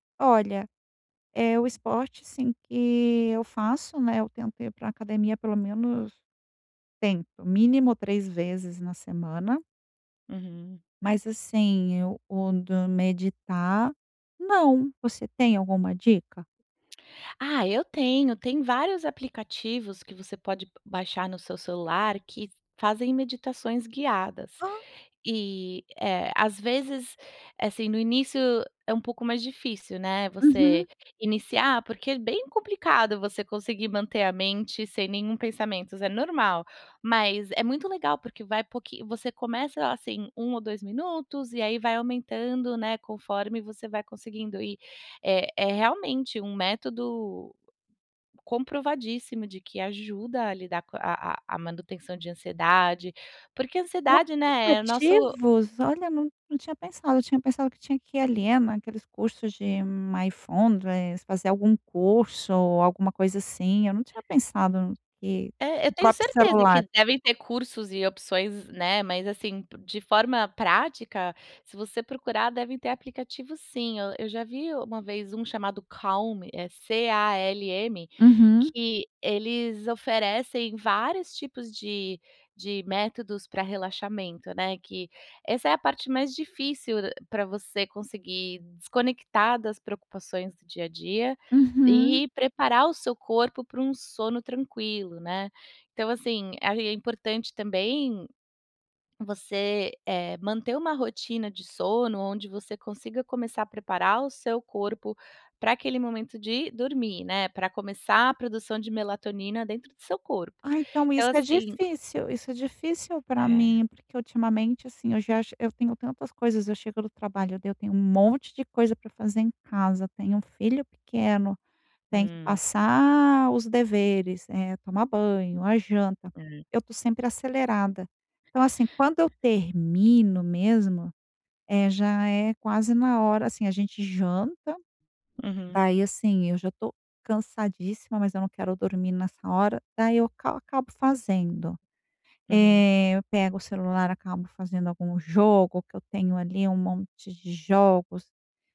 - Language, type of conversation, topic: Portuguese, advice, Como a ansiedade atrapalha seu sono e seu descanso?
- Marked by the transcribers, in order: unintelligible speech; in English: "Mindfulness"; other background noise